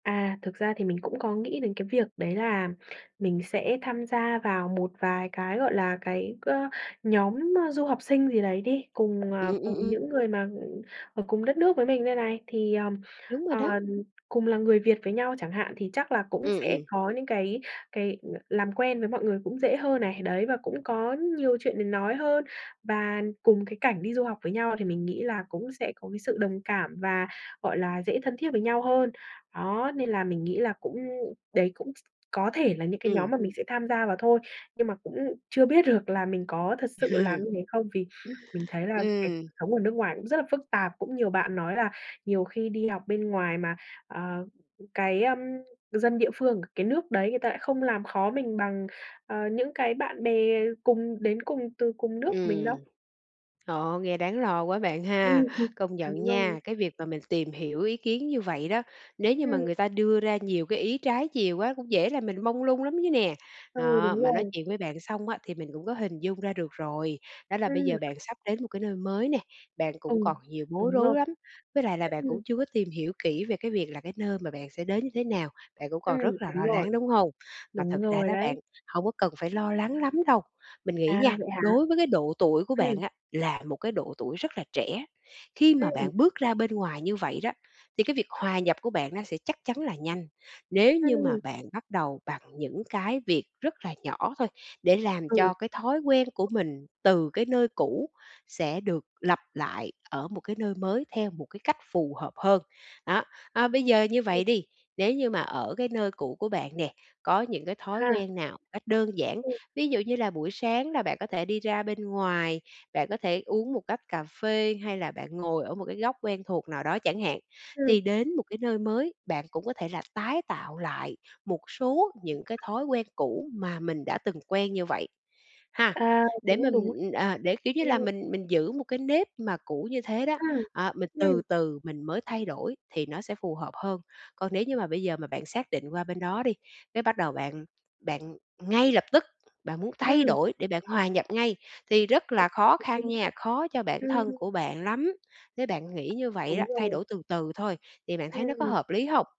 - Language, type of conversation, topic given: Vietnamese, advice, Làm thế nào để thích nghi khi chuyển đến thành phố mới và dần xây dựng lại các mối quan hệ, thói quen sau khi rời xa những điều cũ?
- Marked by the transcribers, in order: tapping; other background noise; laugh